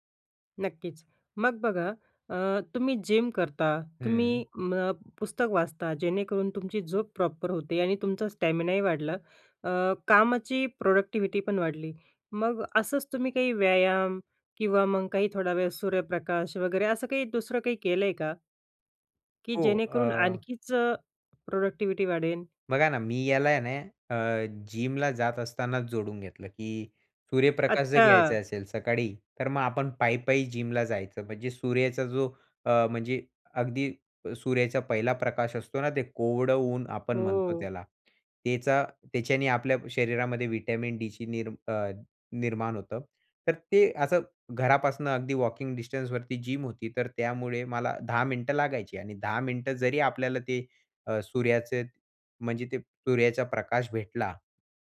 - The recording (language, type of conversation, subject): Marathi, podcast, सकाळी ऊर्जा वाढवण्यासाठी तुमची दिनचर्या काय आहे?
- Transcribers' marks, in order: in English: "जिम"; in English: "प्रॉपर"; in English: "प्रोडक्टिव्हिटी"; in English: "प्रोडक्टिव्हिटी"; in English: "जिमला"; in English: "जिमला"; in English: "जिम"